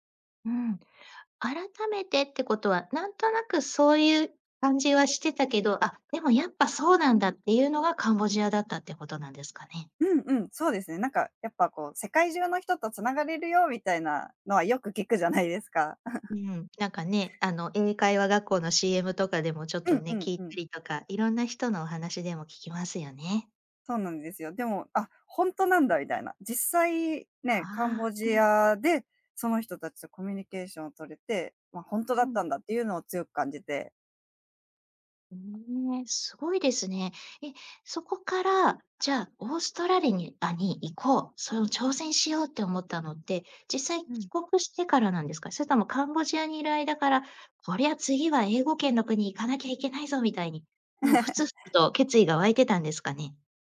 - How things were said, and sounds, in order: laughing while speaking: "ないですか"; giggle; other background noise; "オーストラリア" said as "オーストラリニア"; laugh
- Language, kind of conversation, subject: Japanese, podcast, 人生で一番の挑戦は何でしたか？